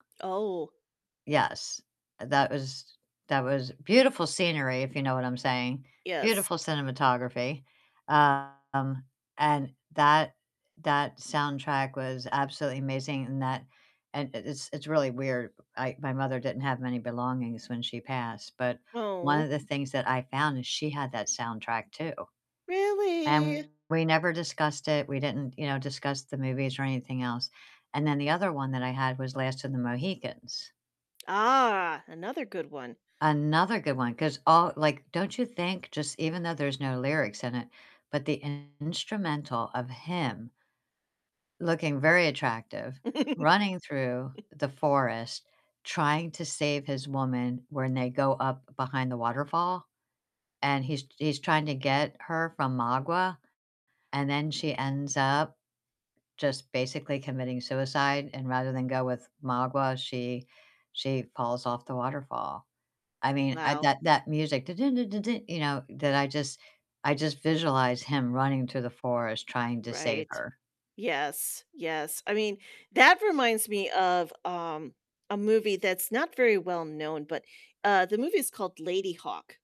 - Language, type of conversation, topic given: English, unstructured, How have film, TV, or game soundtracks changed how you felt about a story, and did they enrich the narrative or manipulate your emotions?
- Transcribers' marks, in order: distorted speech; drawn out: "Really?"; laugh; humming a tune